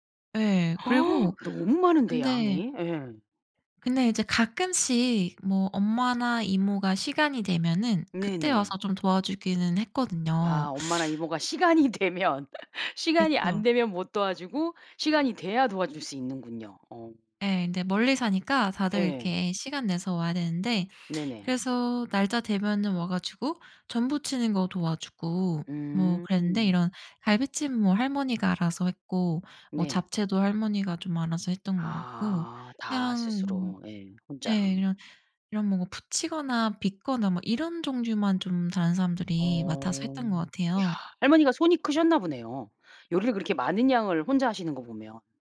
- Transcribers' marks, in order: laughing while speaking: "되면 시간이"
- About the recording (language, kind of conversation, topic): Korean, podcast, 명절이나 축제는 보통 어떻게 보내셨어요?